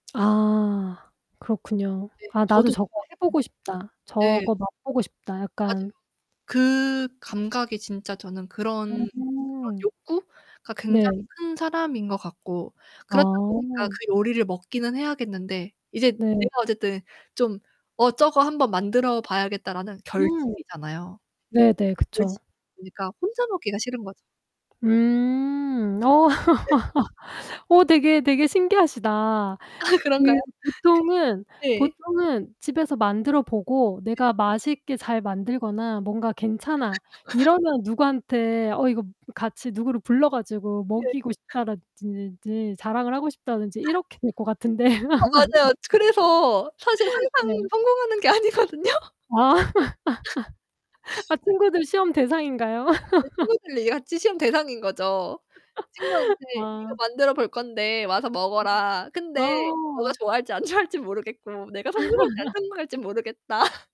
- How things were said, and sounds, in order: distorted speech; other background noise; tapping; laugh; laughing while speaking: "아, 그런가요?"; laugh; anticipating: "아, 맞아요. 그래서 사실 항상 성공하는 게 아니거든요"; laugh; laughing while speaking: "아니거든요"; laugh; unintelligible speech; laugh; laugh; laughing while speaking: "좋아할진"; laugh
- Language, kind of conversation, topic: Korean, podcast, 요리나 베이킹을 하면서 어떤 즐거움을 느끼시나요?